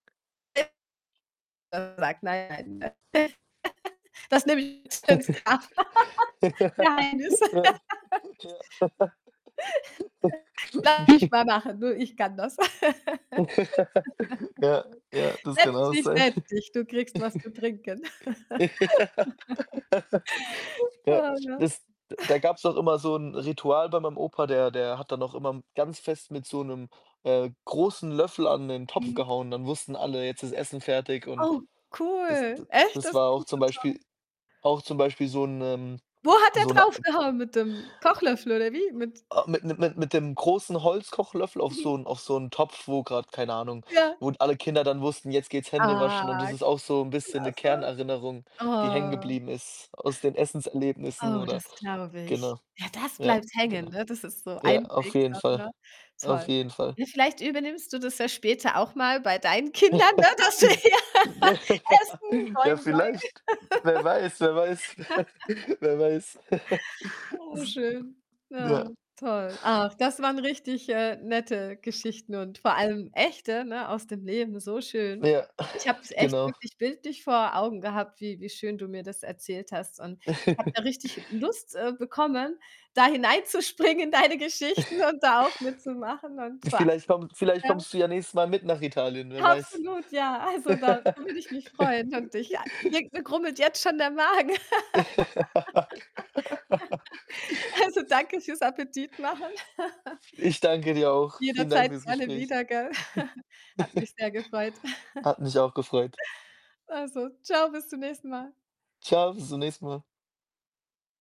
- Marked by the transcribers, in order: tapping; unintelligible speech; unintelligible speech; distorted speech; other background noise; unintelligible speech; giggle; laugh; laughing while speaking: "Ja. Ja. Ja"; laugh; unintelligible speech; unintelligible speech; static; laugh; laugh; chuckle; laugh; laughing while speaking: "Dass du hier"; laugh; chuckle; joyful: "hineinzuspringen in deine Geschichten"; laughing while speaking: "Absolut"; laughing while speaking: "Also"; laugh; laugh; chuckle; chuckle
- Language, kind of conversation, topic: German, podcast, Was ist dein schönstes Essenserlebnis aus der Kindheit?